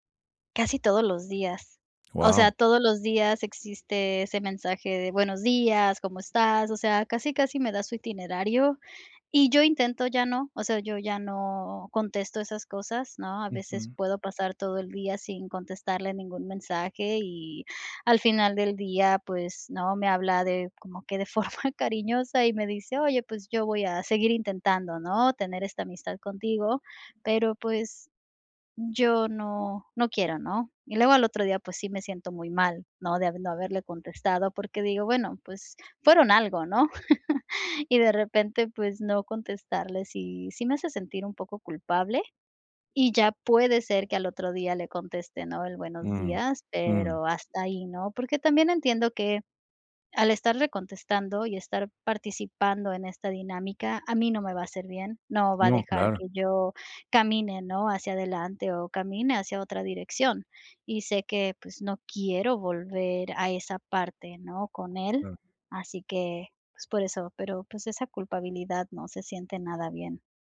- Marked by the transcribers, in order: laughing while speaking: "forma cariñosa"; chuckle
- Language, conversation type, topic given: Spanish, advice, ¿Cómo puedo poner límites claros a mi ex que quiere ser mi amigo?